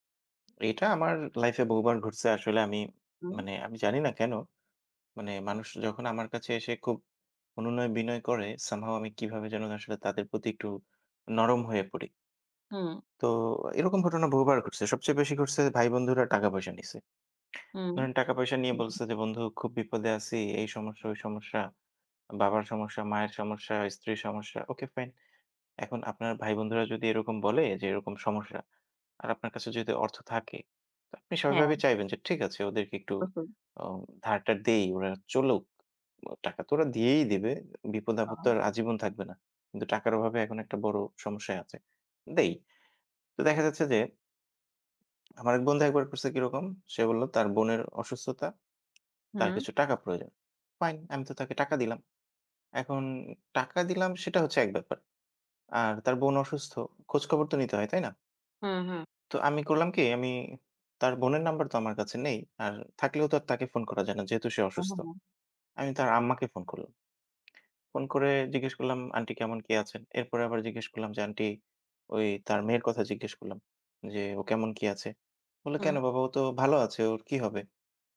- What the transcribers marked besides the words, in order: tapping; in English: "some how"; chuckle; "স্বাভাবিক ভাবে" said as "সভাবে"; unintelligible speech; other background noise
- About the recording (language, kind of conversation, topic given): Bengali, unstructured, সম্পর্কে বিশ্বাস কেন এত গুরুত্বপূর্ণ বলে তুমি মনে করো?
- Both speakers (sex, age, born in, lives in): female, 20-24, Bangladesh, Bangladesh; male, 25-29, Bangladesh, Bangladesh